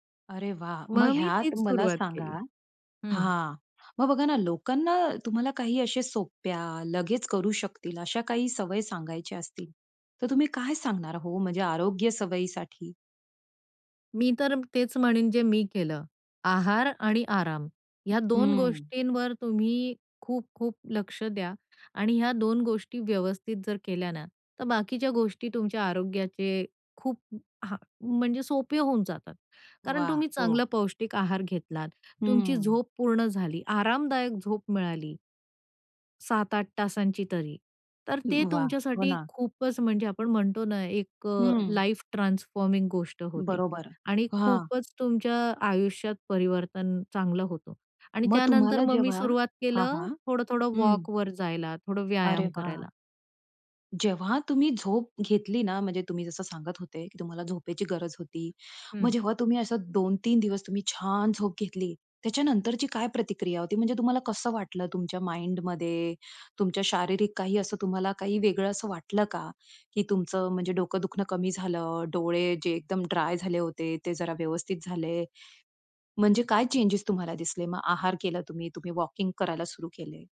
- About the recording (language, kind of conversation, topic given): Marathi, podcast, आरोग्यदायी सवयी सुरू करण्यासाठी कुठून आणि कशापासून सुरुवात करावी असे तुम्हाला वाटते?
- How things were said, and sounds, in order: in English: "लाईफ ट्रान्सफॉर्मिंग"; stressed: "छान"; in English: "माइंडमध्ये"; tapping